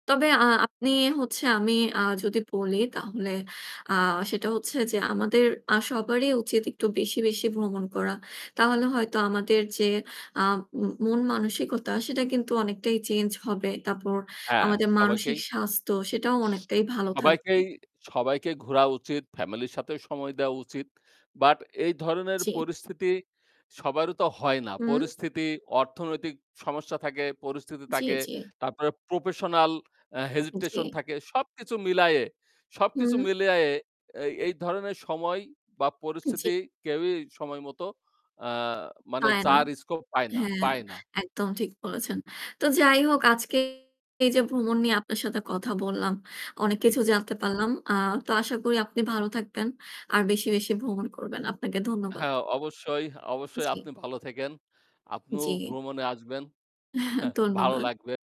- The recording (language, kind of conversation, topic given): Bengali, unstructured, ভ্রমণ কীভাবে তোমাকে সুখী করে তোলে?
- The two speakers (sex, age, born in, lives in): female, 25-29, Bangladesh, Bangladesh; male, 25-29, Bangladesh, Bangladesh
- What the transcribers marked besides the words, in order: other background noise; "professional" said as "প্রপেসনাল"; in English: "hesitation"; distorted speech; chuckle